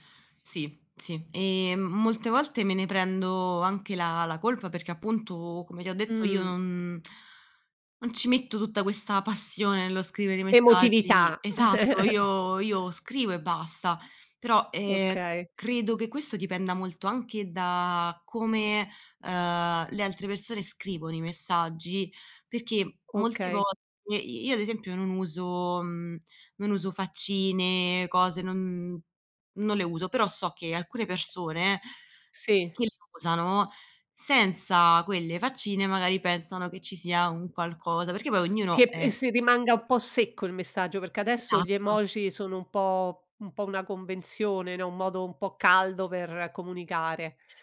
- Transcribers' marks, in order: tapping; inhale; chuckle
- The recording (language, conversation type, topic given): Italian, podcast, Preferisci parlare di persona o via messaggio, e perché?